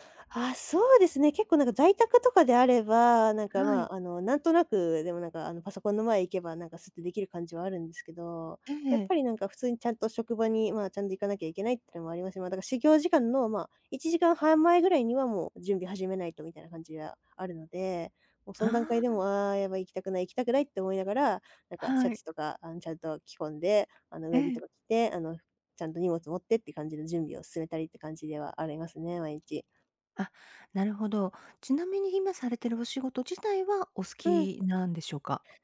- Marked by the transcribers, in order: other background noise
- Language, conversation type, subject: Japanese, advice, 仕事に行きたくない日が続くのに、理由がわからないのはなぜでしょうか？